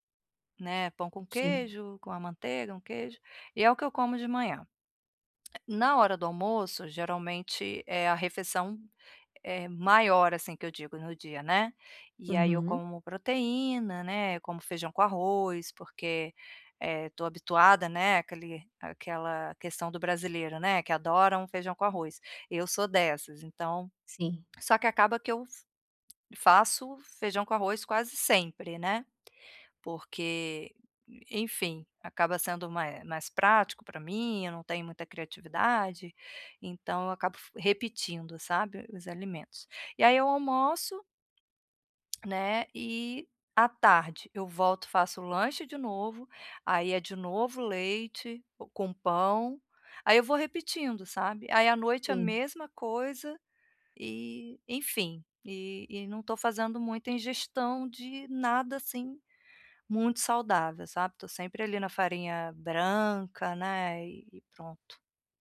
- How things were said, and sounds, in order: tapping; tongue click
- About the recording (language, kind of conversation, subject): Portuguese, advice, Como posso equilibrar praticidade e saúde ao escolher alimentos?